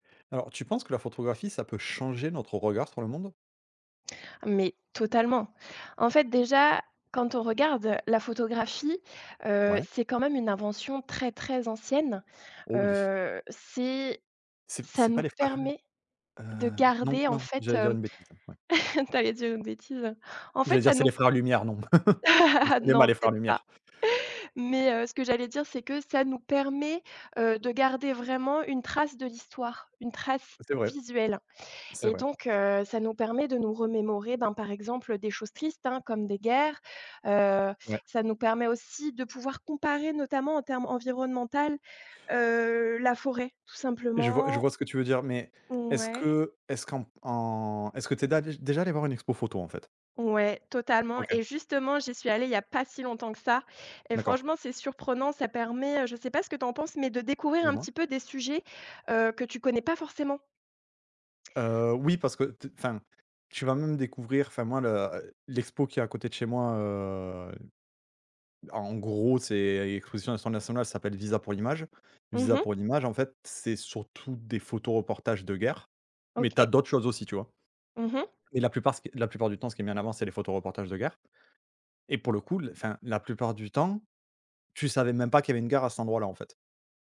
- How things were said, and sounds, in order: stressed: "changer"; chuckle; laugh; chuckle; "déjà-" said as "dadéj"
- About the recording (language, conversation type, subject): French, unstructured, Comment la photographie peut-elle changer notre regard sur le monde ?